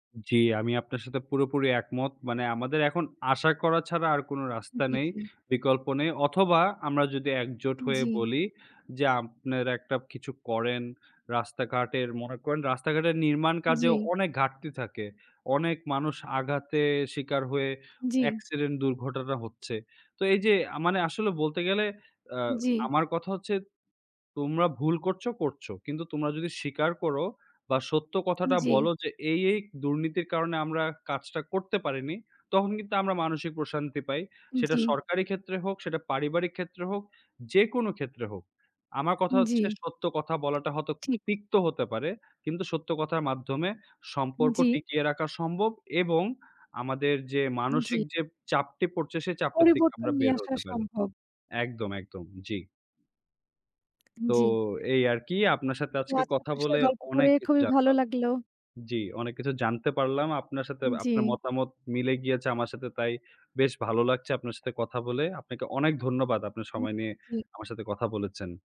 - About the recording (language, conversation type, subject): Bengali, unstructured, তোমার জীবনে সৎ থাকার সবচেয়ে বড় চ্যালেঞ্জ কী?
- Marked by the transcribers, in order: "মানসিক" said as "মানসি"; other noise